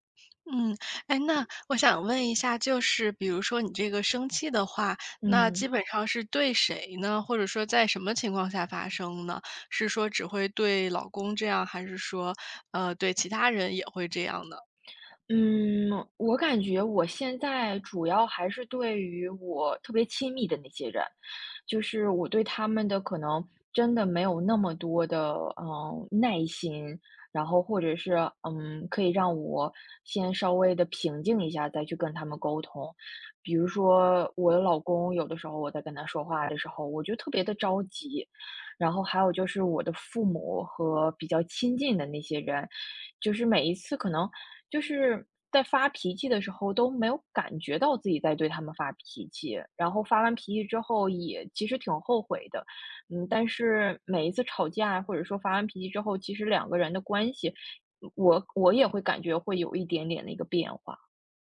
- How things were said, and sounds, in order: none
- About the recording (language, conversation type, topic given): Chinese, advice, 我经常用生气来解决问题，事后总是后悔，该怎么办？